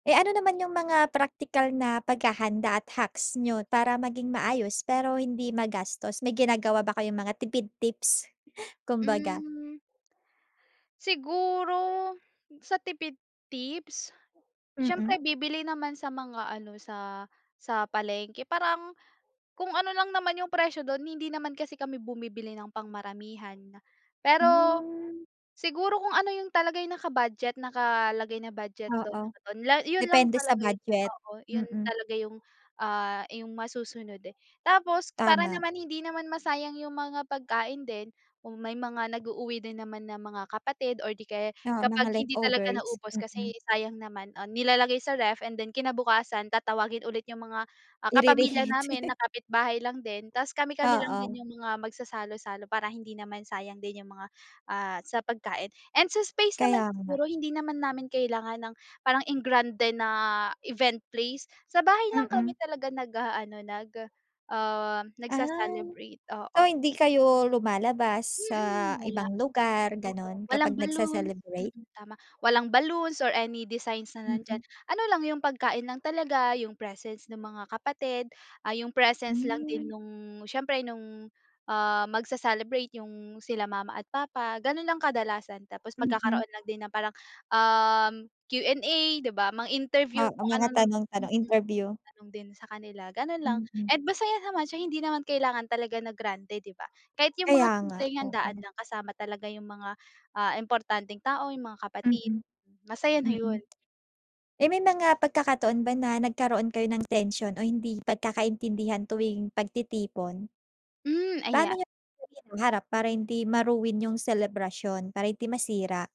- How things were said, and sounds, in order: in English: "hacks"; chuckle; drawn out: "Hmm"; in English: "ref and then"; horn; in English: "event place"; drawn out: "Ah"; in English: "balloons or any designs"; in English: "presence"; in English: "presence"; drawn out: "Hmm"; background speech; in English: "Q and A"; tapping; in English: "ma-ruin"
- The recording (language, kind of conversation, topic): Filipino, podcast, Paano ninyo ipinagdiriwang ang mahahalagang okasyon sa inyong pamilya?